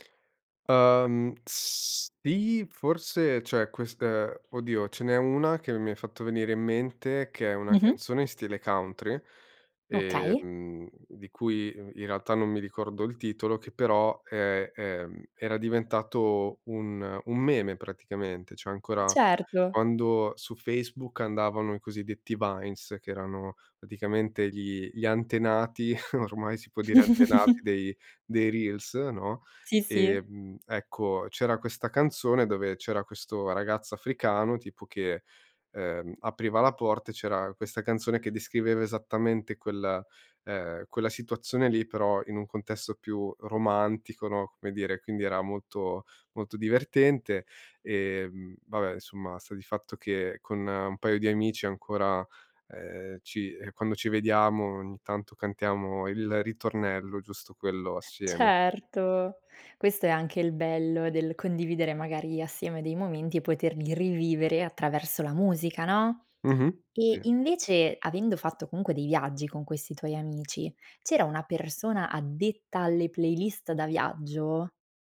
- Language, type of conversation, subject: Italian, podcast, Che ruolo hanno gli amici nelle tue scoperte musicali?
- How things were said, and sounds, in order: other background noise; chuckle; snort; tapping